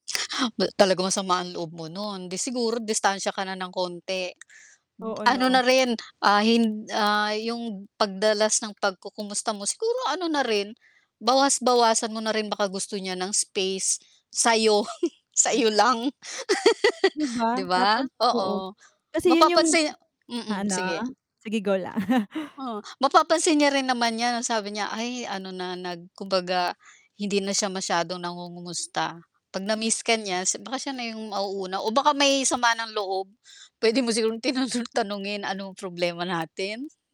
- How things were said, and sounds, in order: static; tongue click; laugh; other background noise; laugh; chuckle
- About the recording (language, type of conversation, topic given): Filipino, unstructured, Paano mo ipinapakita ang pagmamahal sa pamilya araw-araw?